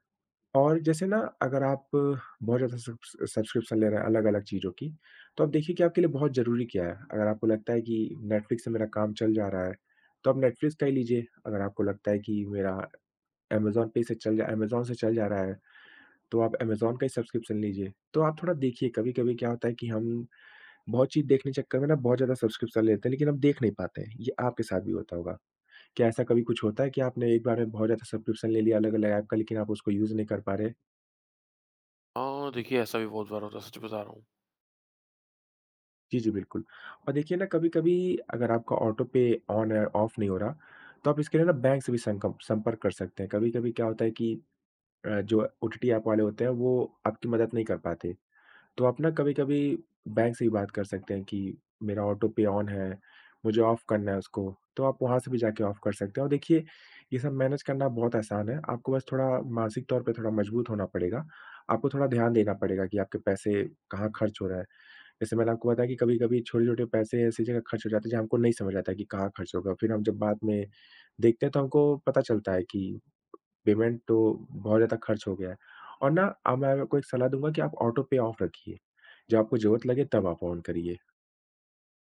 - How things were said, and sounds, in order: in English: "सब्स सब्स्क्रिप्शन"; in English: "सब्स्क्रिप्शन"; in English: "सब्स्क्रिप्शन"; in English: "सब्स्क्रिप्शन"; in English: "यूज़"; fan; in English: "ऑटो पे ऑन"; in English: "ऑफ"; tapping; other background noise; in English: "ऑटो पे ऑन"; in English: "ऑफ"; in English: "ऑफ"; in English: "मैनेज"; in English: "पेमेंट"; in English: "ऑटो पे ऑफ"; in English: "ऑन"
- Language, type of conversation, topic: Hindi, advice, सब्सक्रिप्शन रद्द करने में आपको किस तरह की कठिनाई हो रही है?